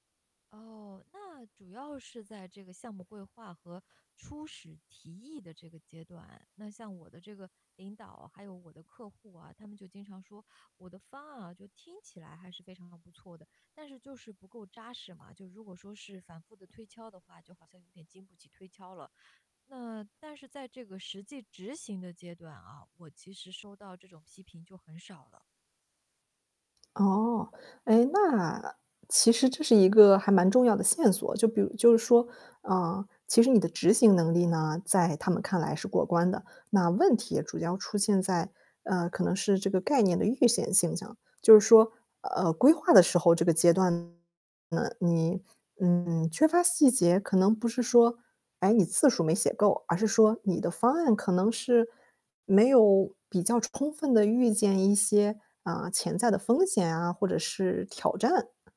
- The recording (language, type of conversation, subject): Chinese, advice, 我反复收到相同的负面评价，但不知道该如何改进，怎么办？
- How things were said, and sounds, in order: other background noise; distorted speech; static